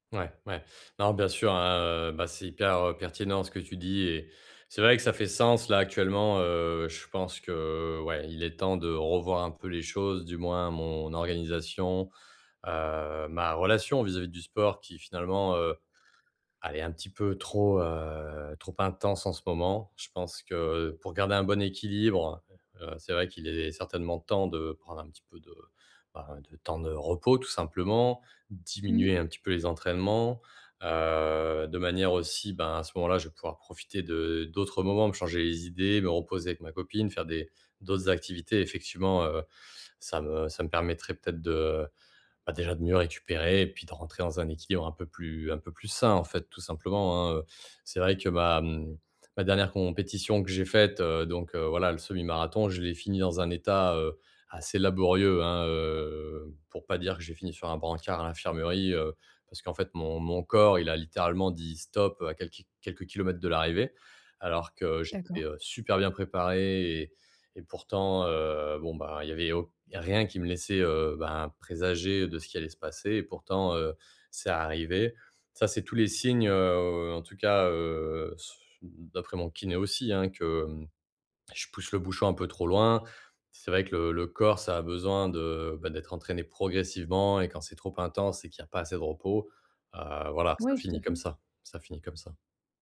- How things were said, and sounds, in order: stressed: "super"
- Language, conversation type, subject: French, advice, Pourquoi est-ce que je me sens épuisé(e) après les fêtes et les sorties ?